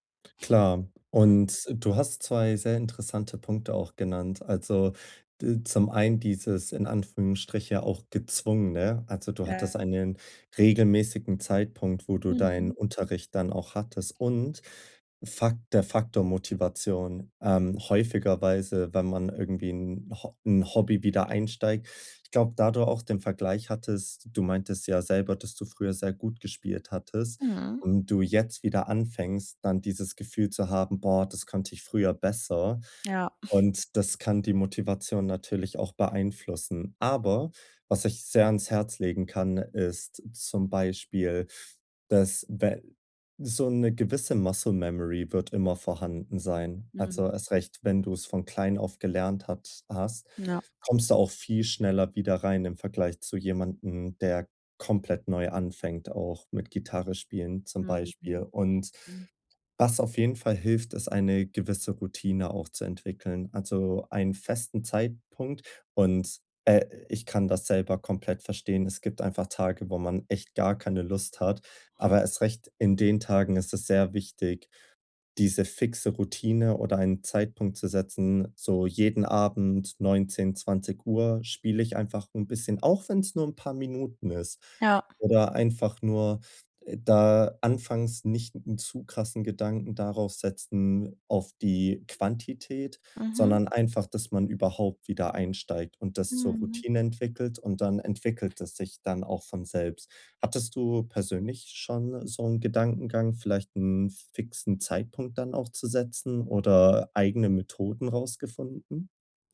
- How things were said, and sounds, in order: chuckle; stressed: "Aber"; in English: "Muscle-Memory"
- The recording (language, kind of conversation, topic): German, advice, Wie finde ich Motivation, um Hobbys regelmäßig in meinen Alltag einzubauen?